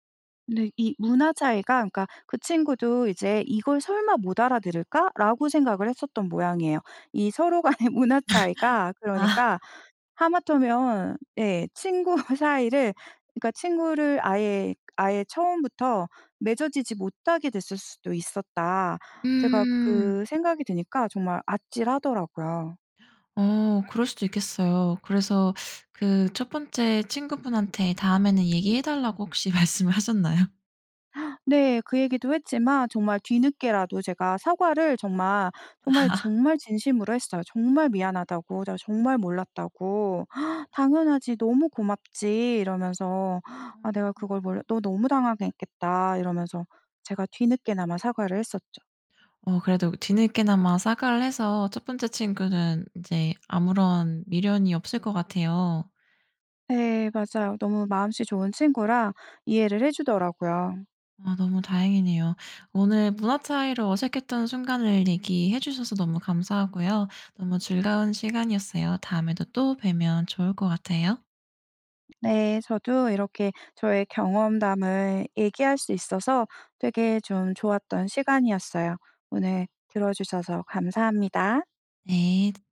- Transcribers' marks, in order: laugh; other background noise; laughing while speaking: "간의 문화"; laughing while speaking: "친구"; teeth sucking; laughing while speaking: "말씀을 하셨나요?"; laughing while speaking: "아"; gasp; tapping
- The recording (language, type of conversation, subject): Korean, podcast, 문화 차이 때문에 어색했던 순간을 이야기해 주실래요?